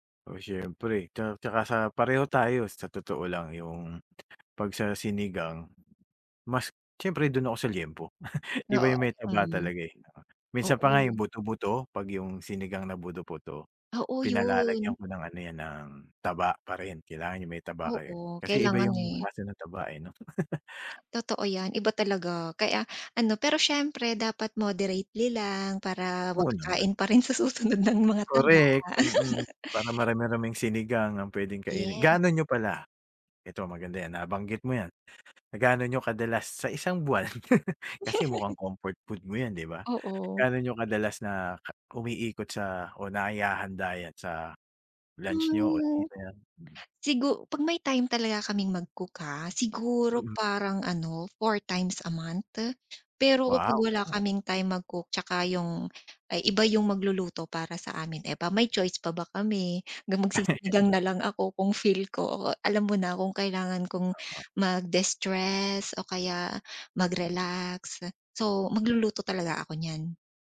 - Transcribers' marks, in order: tapping; chuckle; other background noise; drawn out: "yun"; chuckle; in English: "moderately"; laughing while speaking: "susunod ng mga"; stressed: "Korek"; laugh; drawn out: "Yes"; chuckle; drawn out: "Hmm"; chuckle; drawn out: "distress"
- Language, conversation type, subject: Filipino, podcast, Paano mo inilalarawan ang paborito mong pagkaing pampagaan ng pakiramdam, at bakit ito espesyal sa iyo?